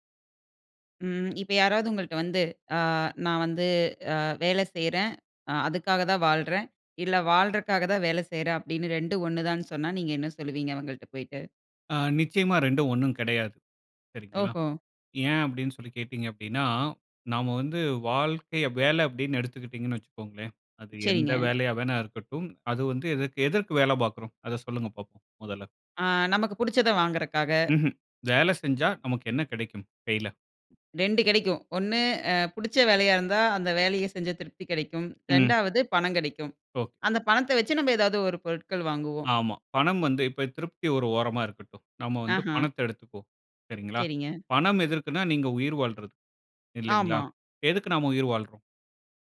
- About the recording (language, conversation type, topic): Tamil, podcast, வேலைக்கும் வாழ்க்கைக்கும் ஒரே அர்த்தம்தான் உள்ளது என்று நீங்கள் நினைக்கிறீர்களா?
- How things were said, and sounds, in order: other background noise